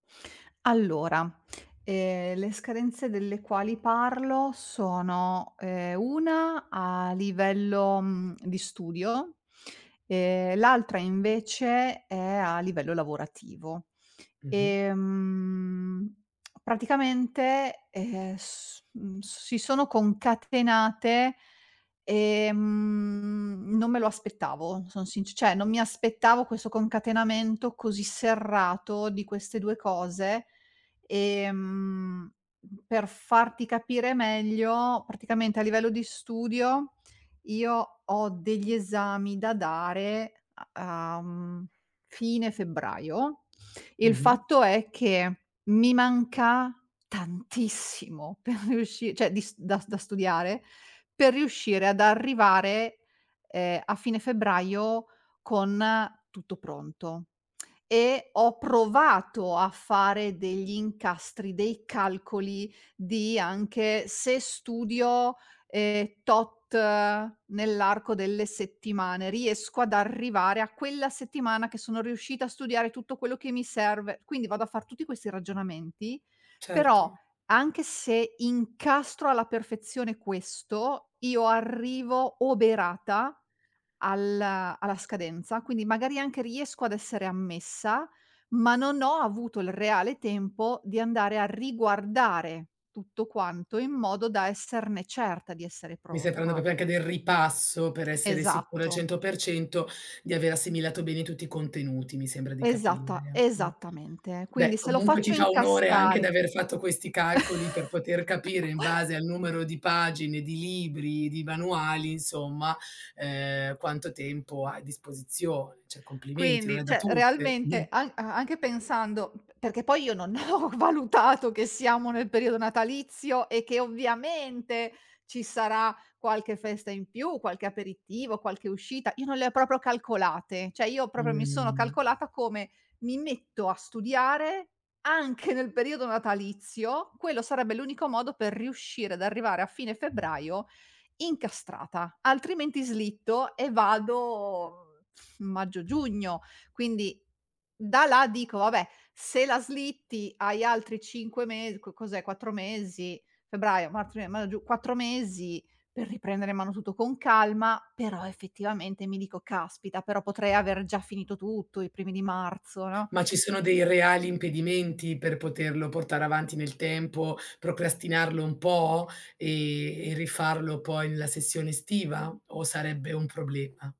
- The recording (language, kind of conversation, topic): Italian, advice, Come posso gestire scadenze sovrapposte quando ho poco tempo per pianificare?
- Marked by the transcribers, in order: tsk; other background noise; laughing while speaking: "riusci"; "cioè" said as "ceh"; tsk; "proprio" said as "propio"; tapping; chuckle; "cioè" said as "ceh"; laughing while speaking: "ho valutato"; "Cioè" said as "ceh"